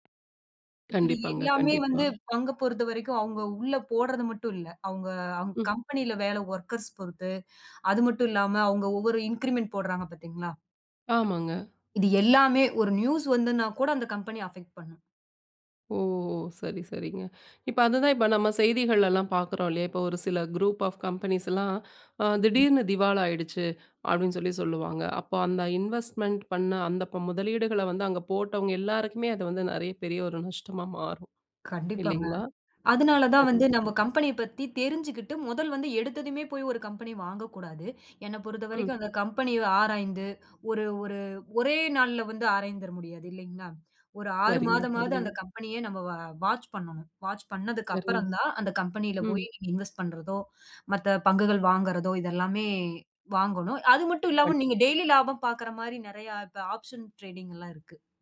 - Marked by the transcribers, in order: other noise; in English: "கம்பனில"; in English: "வோர்க்கர்ஸ்"; in English: "இன்கிரிமெண்ட்"; in English: "அபக்ட்"; drawn out: "ஓ!"; in English: "குரூப் ஆஃப் கம்பனீஸ்லா"; in English: "இன்வேஸ்ட்மெண்ட்"; in English: "கம்பனி"; in English: "கம்பனி"; in English: "வாட்ச்"; in English: "வாட்ச்"; in English: "இன்வெஸ்ட்"; in English: "ஆப்ஷன் டரேடிங்லா"
- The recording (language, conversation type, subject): Tamil, podcast, தோல்வி ஏற்பட்டால் அதை வெற்றியாக மாற்ற நீங்கள் என்ன செய்ய வேண்டும்?